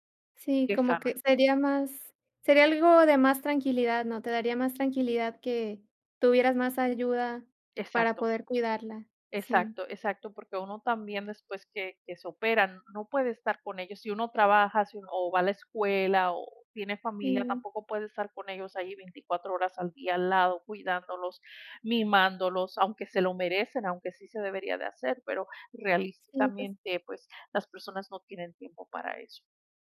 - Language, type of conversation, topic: Spanish, unstructured, ¿Debería ser obligatorio esterilizar a los perros y gatos?
- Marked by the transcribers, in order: tapping